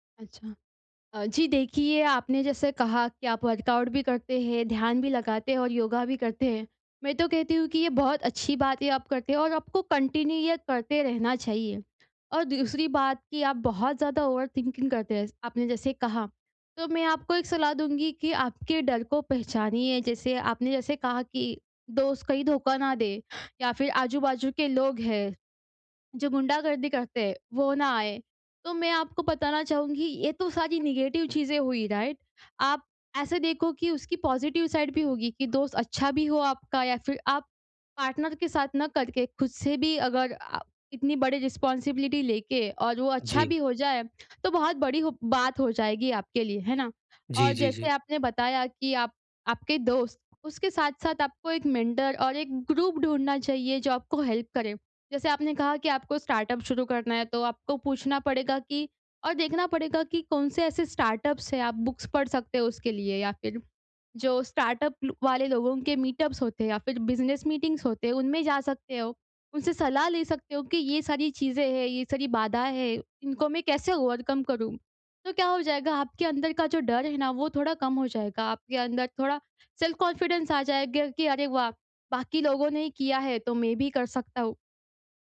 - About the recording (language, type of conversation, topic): Hindi, advice, नए शौक या अनुभव शुरू करते समय मुझे डर और असुरक्षा क्यों महसूस होती है?
- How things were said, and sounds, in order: in English: "वर्कआउट"; in English: "कंटिन्यू"; in English: "ओवरथिंकिंग"; in English: "नेगेटिव"; in English: "राइट?"; in English: "पॉज़िटिव साइड"; in English: "पार्टनर"; in English: "रिस्पॉन्सिबिलिटी"; in English: "मेंटर"; in English: "ग्रुप"; in English: "हेल्प"; in English: "स्टार्टअप"; in English: "स्टार्टअप्स"; in English: "बुक्स"; in English: "स्टार्टअप"; in English: "मीटअप्स"; in English: "बिज़नेस मीटिंग्स"; in English: "ओवरकम"; in English: "सेल्फ कॉन्फिडेंस"